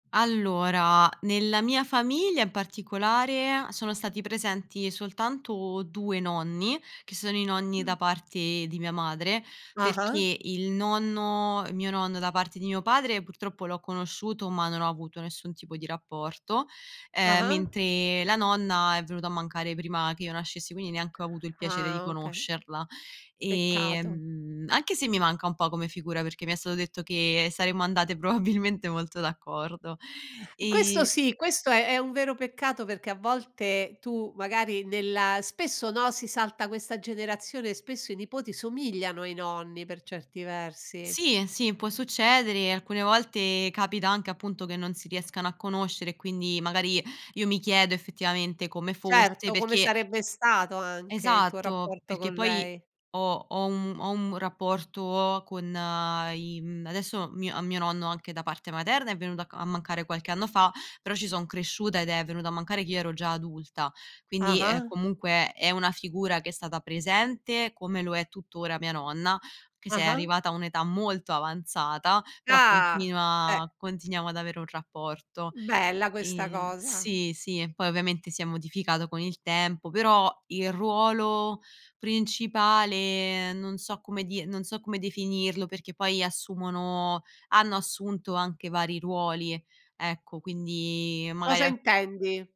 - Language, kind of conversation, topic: Italian, podcast, Qual è il ruolo dei nonni nella vostra famiglia?
- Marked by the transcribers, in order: drawn out: "Ehm"; laughing while speaking: "probabilmente"